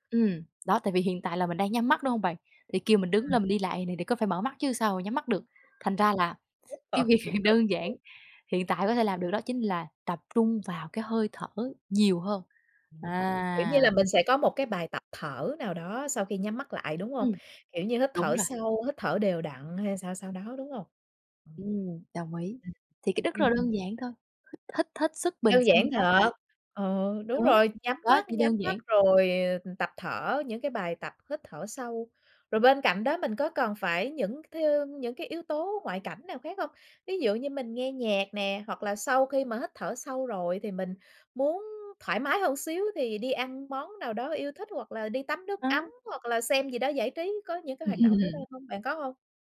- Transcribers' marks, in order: unintelligible speech; chuckle; laughing while speaking: "việc"; laughing while speaking: "Ừm"
- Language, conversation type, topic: Vietnamese, podcast, Bạn đối phó với căng thẳng hằng ngày bằng cách nào?